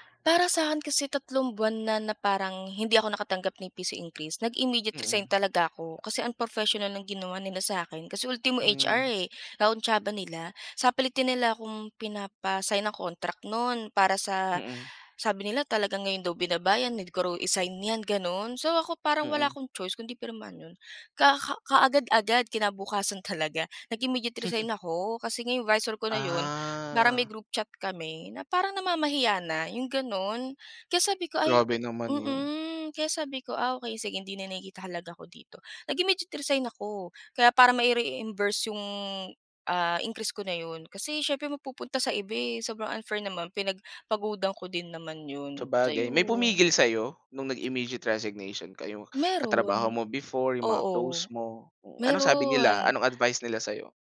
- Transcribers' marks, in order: chuckle; in English: "nag-immediate resign"; in English: "mai-reimburse"; in English: "nag-immediate resignation"
- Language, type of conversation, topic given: Filipino, podcast, Paano mo pinapasiya kung aalis ka na ba sa trabaho o magpapatuloy ka pa?